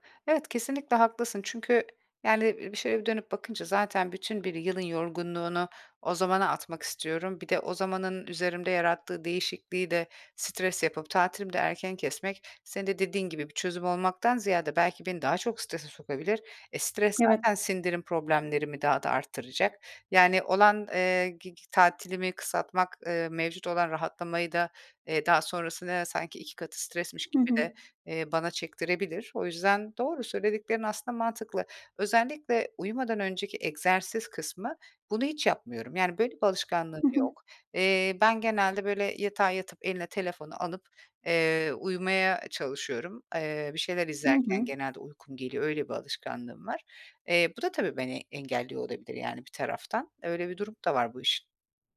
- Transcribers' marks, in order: other background noise; tapping
- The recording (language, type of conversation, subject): Turkish, advice, Tatillerde veya seyahatlerde rutinlerini korumakta neden zorlanıyorsun?